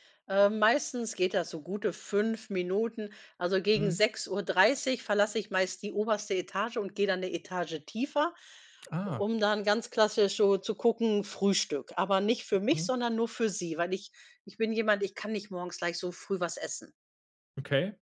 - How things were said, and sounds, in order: none
- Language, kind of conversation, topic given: German, podcast, Wie sieht dein typischer Morgen aus?